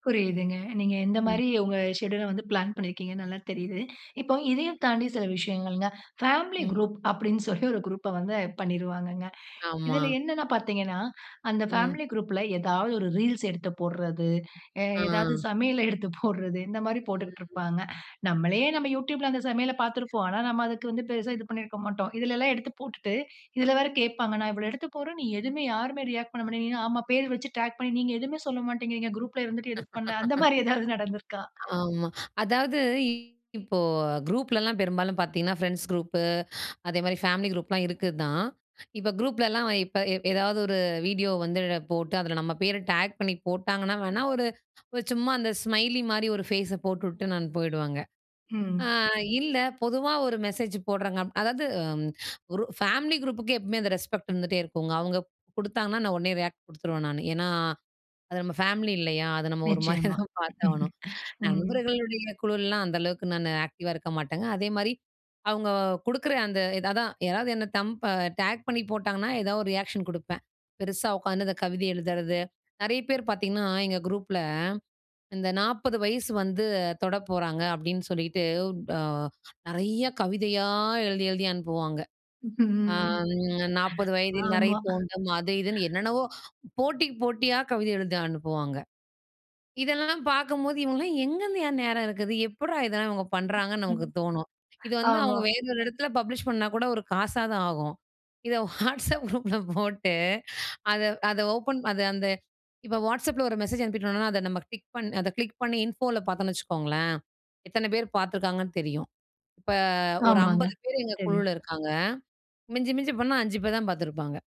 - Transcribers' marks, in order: in English: "ஷெட்யூல்"; laughing while speaking: "சமையல எடுத்து போடுறது"; in English: "டிராக்"; laugh; laughing while speaking: "அந்த மாதிரி எதாவது நடந்திருக்கா?"; in English: "ஸ்மைலி"; in English: "ஃபேஸ"; in English: "ரெஸ்பெக்ட்"; laughing while speaking: "ஒருமாரியா தான் பார்த்தாகணும்"; laugh; in English: "ஆக்டிவ்"; in English: "ரியாக்ஷன்"; unintelligible speech; laugh; sigh; other noise; in English: "பப்ளிஷ்"; laughing while speaking: "இத வாட்ஸ்அப் குரூப்ல போட்டு"; in English: "இன்ஃபோ"
- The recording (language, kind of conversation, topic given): Tamil, podcast, மொபைலில் வரும் செய்திகளுக்கு பதில் அளிக்க வேண்டிய நேரத்தை நீங்கள் எப்படித் தீர்மானிக்கிறீர்கள்?